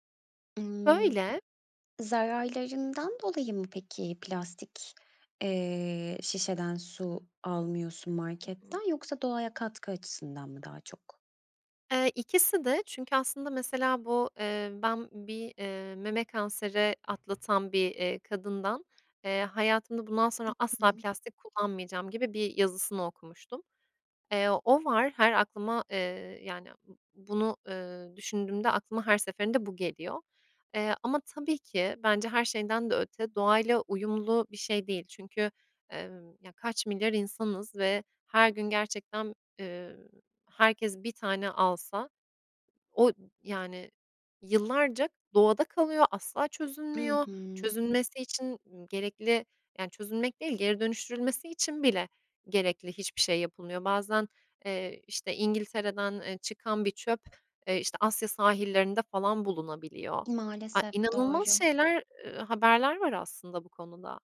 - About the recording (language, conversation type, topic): Turkish, podcast, Plastik atıkları azaltmak için neler önerirsiniz?
- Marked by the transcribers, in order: tapping; other background noise